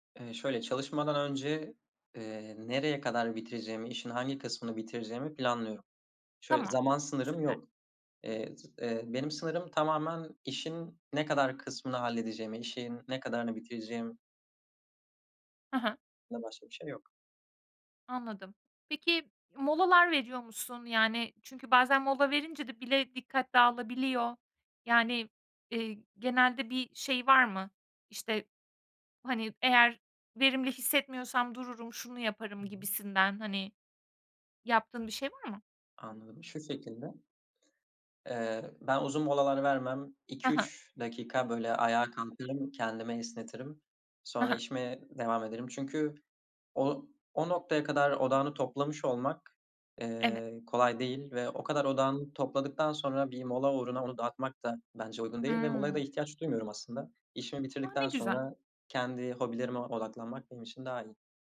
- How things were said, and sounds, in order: other background noise; drawn out: "Hıı"; drawn out: "A"
- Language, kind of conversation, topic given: Turkish, podcast, Evde odaklanmak için ortamı nasıl hazırlarsın?